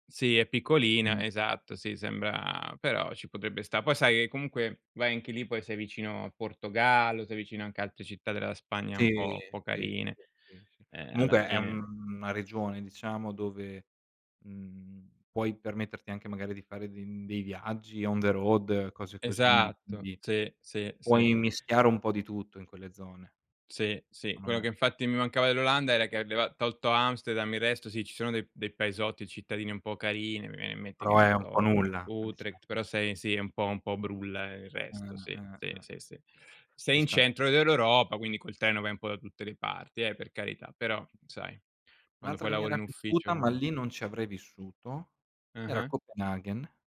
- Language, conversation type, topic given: Italian, unstructured, Cosa preferisci tra mare, montagna e città?
- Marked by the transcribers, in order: other background noise; in English: "on the road"